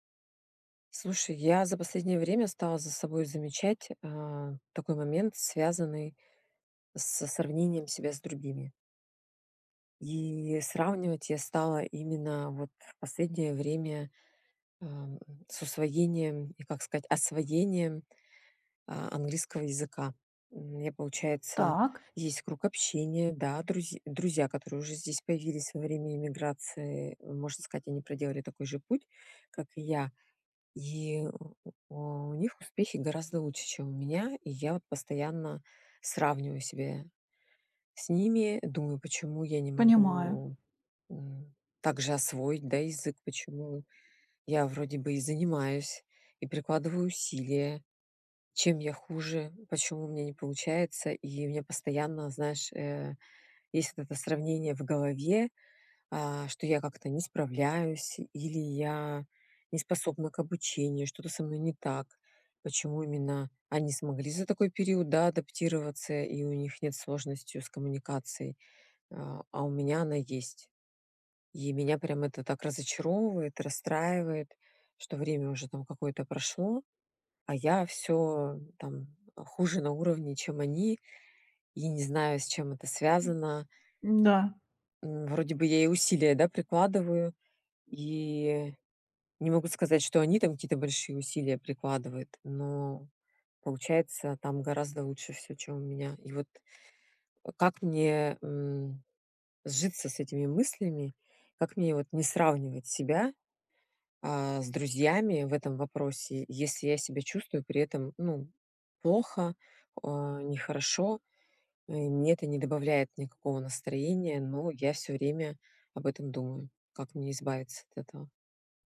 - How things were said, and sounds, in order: tapping; other background noise
- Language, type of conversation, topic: Russian, advice, Почему я постоянно сравниваю свои достижения с достижениями друзей и из-за этого чувствую себя хуже?